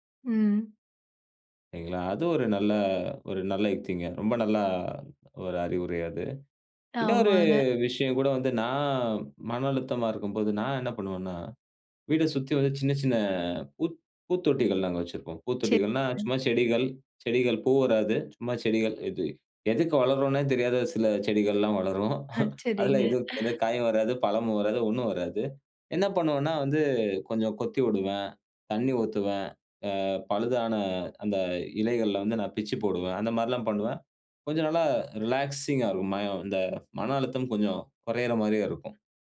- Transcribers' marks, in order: drawn out: "இன்னொரு"; chuckle; exhale; in English: "ரிலாக்ஸிங்கா"; "ம" said as "மயம்"
- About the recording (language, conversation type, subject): Tamil, podcast, மனஅழுத்தத்தை குறைக்க வீட்டிலேயே செய்யக்கூடிய எளிய பழக்கங்கள் என்ன?